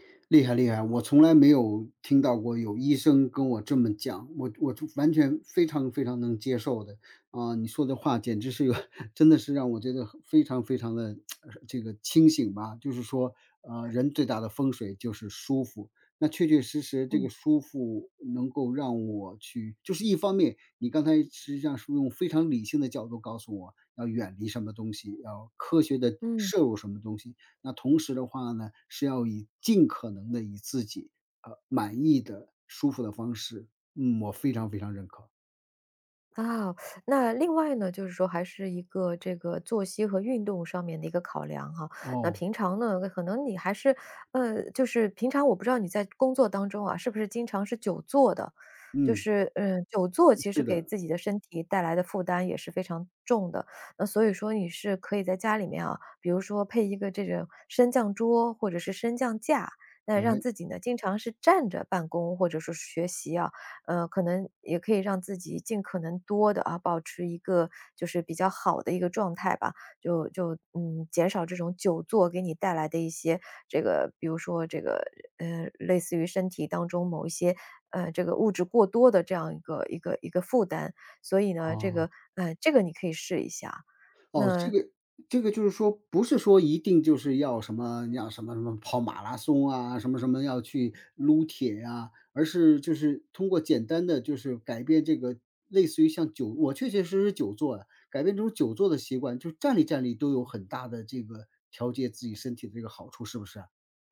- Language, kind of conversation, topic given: Chinese, advice, 体检或健康诊断后，你需要改变哪些日常习惯？
- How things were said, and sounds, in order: laughing while speaking: "一个"; tsk; teeth sucking; tapping